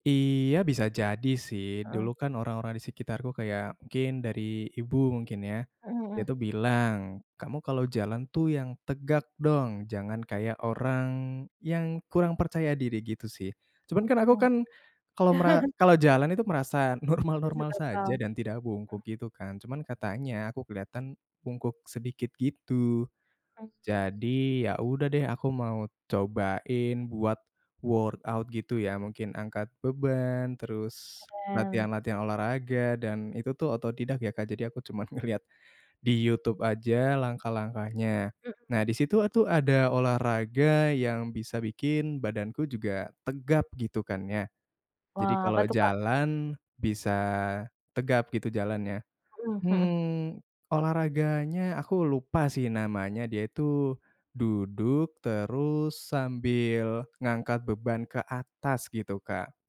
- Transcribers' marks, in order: laugh; unintelligible speech; laughing while speaking: "normal-normal"; other background noise; in English: "workout"; laughing while speaking: "ngelihat"
- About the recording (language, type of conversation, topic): Indonesian, podcast, Kebiasaan sehari-hari apa yang paling membantu meningkatkan rasa percaya dirimu?